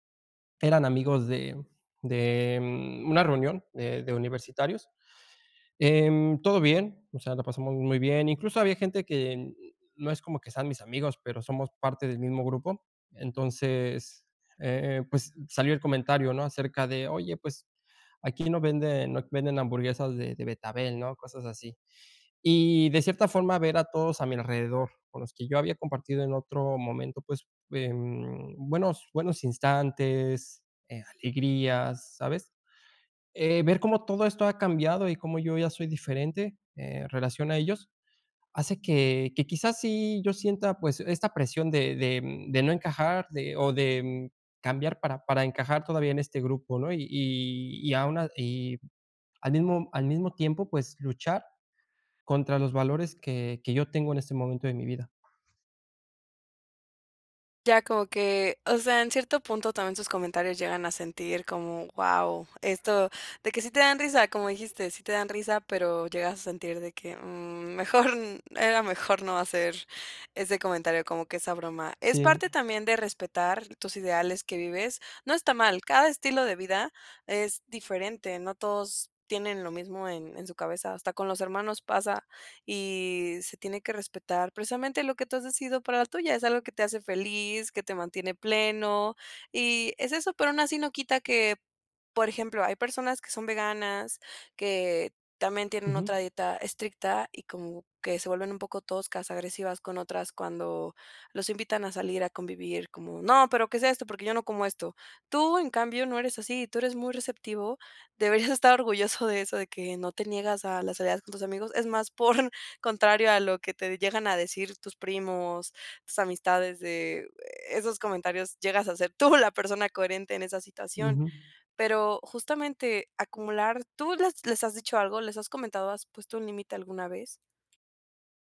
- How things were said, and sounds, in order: other background noise; laughing while speaking: "mejor"; laughing while speaking: "deberías"; chuckle; laughing while speaking: "tú"; tapping
- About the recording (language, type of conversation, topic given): Spanish, advice, ¿Cómo puedo mantener mis valores cuando otras personas me presionan para actuar en contra de mis convicciones?